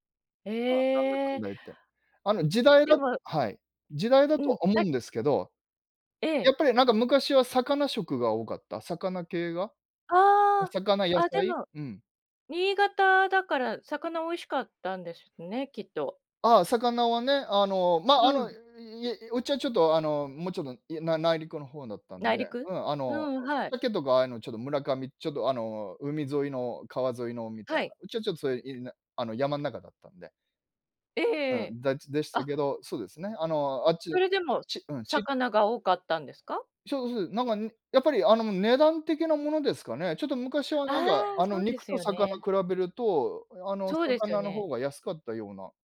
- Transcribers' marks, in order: other background noise
- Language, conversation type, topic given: Japanese, podcast, 子どもの頃、いちばん印象に残っている食べ物の思い出は何ですか？